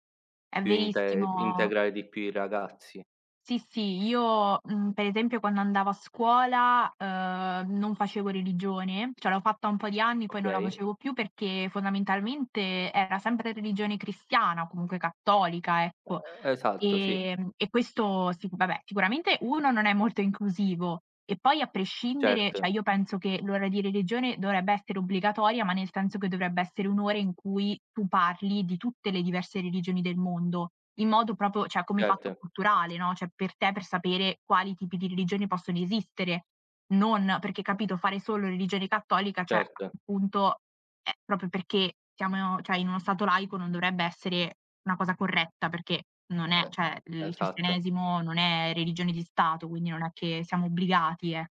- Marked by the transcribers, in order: "proprio" said as "propo"; other background noise; "cioè" said as "ceh"
- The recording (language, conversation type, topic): Italian, unstructured, Cosa pensi della convivenza tra culture diverse nella tua città?
- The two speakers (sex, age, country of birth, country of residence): female, 18-19, Italy, Italy; male, 25-29, Italy, Italy